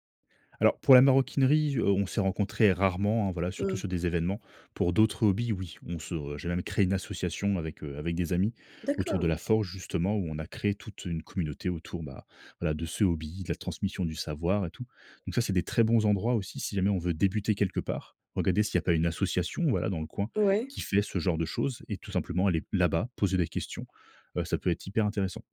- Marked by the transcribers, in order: none
- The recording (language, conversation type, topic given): French, podcast, Quel conseil donnerais-tu à quelqu’un qui débute ?